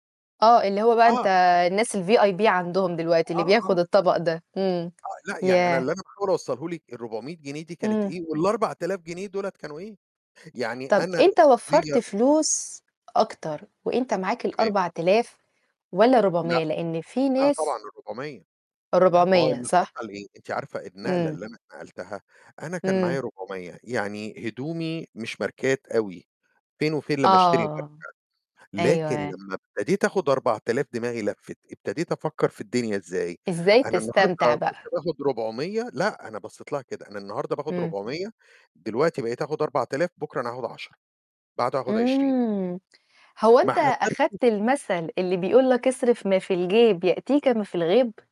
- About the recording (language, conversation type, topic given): Arabic, unstructured, إيه أهمية إن يبقى عندنا صندوق طوارئ مالي؟
- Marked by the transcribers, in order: tapping; in English: "الVIP"; distorted speech; unintelligible speech; other background noise